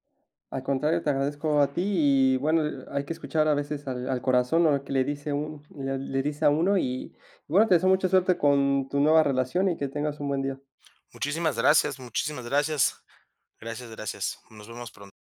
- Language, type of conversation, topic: Spanish, advice, ¿Cómo puedo aclarar mis metas profesionales y saber por dónde empezar?
- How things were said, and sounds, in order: none